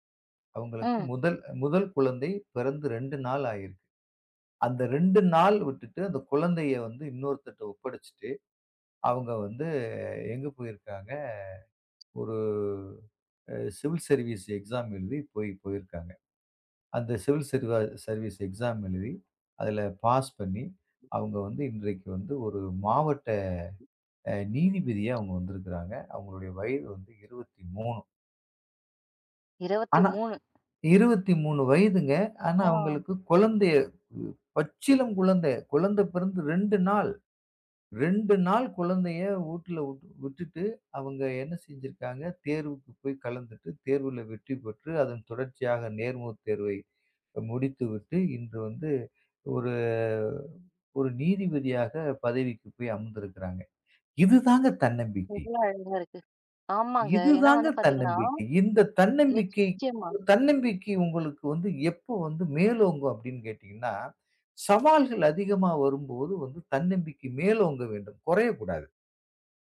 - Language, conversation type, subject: Tamil, podcast, தன்னம்பிக்கை குறையும் போது அதை எப்படி மீண்டும் கட்டியெழுப்புவீர்கள்?
- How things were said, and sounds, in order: in English: "சிவில் சர்வீஸ் எக்ஸாம்"; in English: "சிவில் சர் சர்வீஸ் எக்ஸாம்"